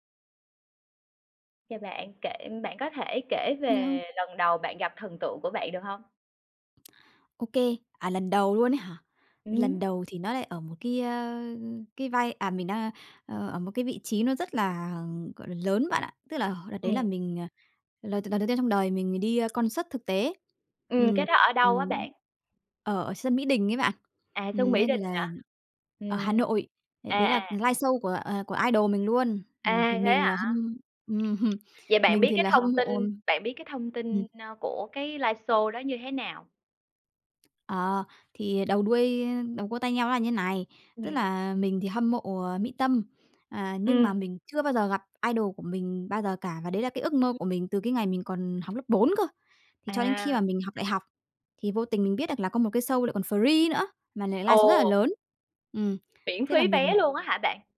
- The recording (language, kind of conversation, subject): Vietnamese, podcast, Bạn đã từng gặp thần tượng của mình chưa, và lúc đó bạn cảm thấy thế nào?
- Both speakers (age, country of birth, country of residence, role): 30-34, Vietnam, Vietnam, guest; 30-34, Vietnam, Vietnam, host
- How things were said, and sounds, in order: tapping; in English: "concert"; other background noise; in English: "idol"; background speech; laughing while speaking: "ừm"; in English: "idol"